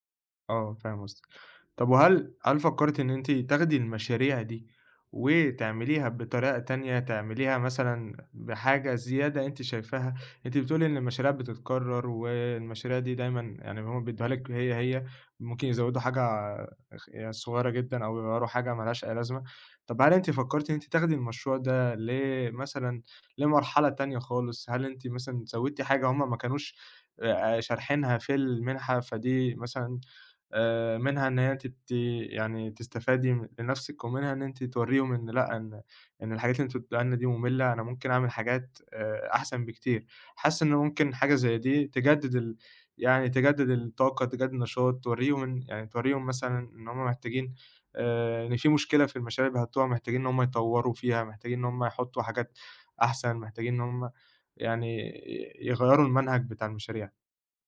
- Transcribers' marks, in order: none
- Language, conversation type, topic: Arabic, advice, إزاي أقدر أتغلب على صعوبة إني أخلّص مشاريع طويلة المدى؟